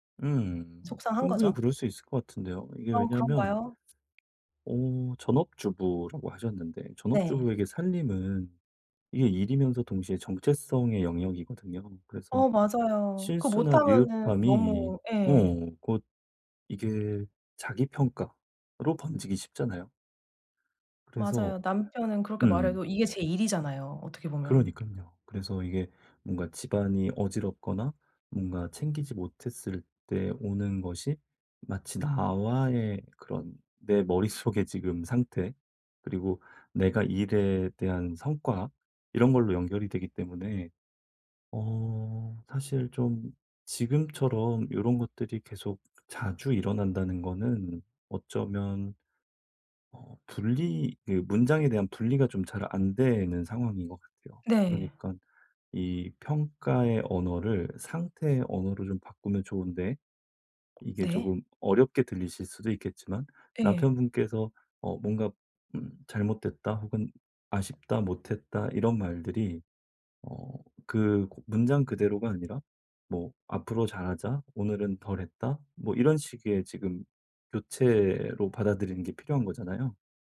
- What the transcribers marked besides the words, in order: other background noise; tapping
- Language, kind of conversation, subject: Korean, advice, 피드백을 들을 때 제 가치와 의견을 어떻게 구분할 수 있을까요?